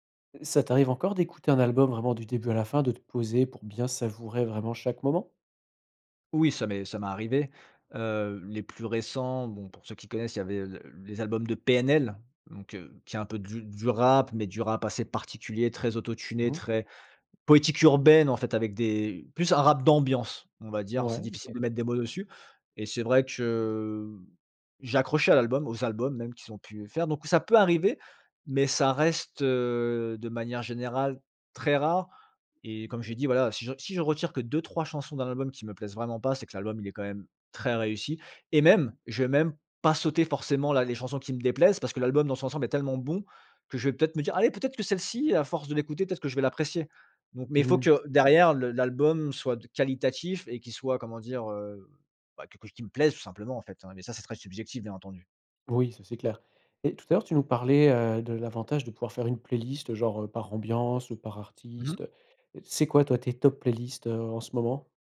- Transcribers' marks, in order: stressed: "PNL"; stressed: "poétique"; other background noise
- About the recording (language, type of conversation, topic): French, podcast, Pourquoi préfères-tu écouter un album plutôt qu’une playlist, ou l’inverse ?